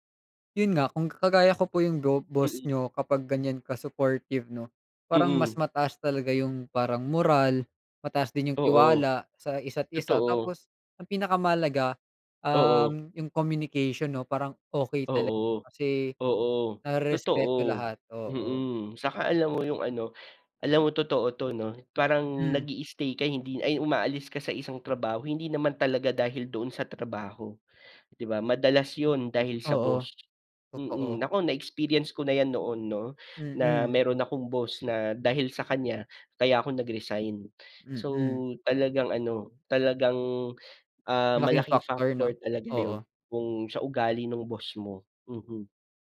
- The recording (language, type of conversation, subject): Filipino, unstructured, Ano ang pinakamahalagang katangian ng isang mabuting boss?
- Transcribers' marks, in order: other background noise; tapping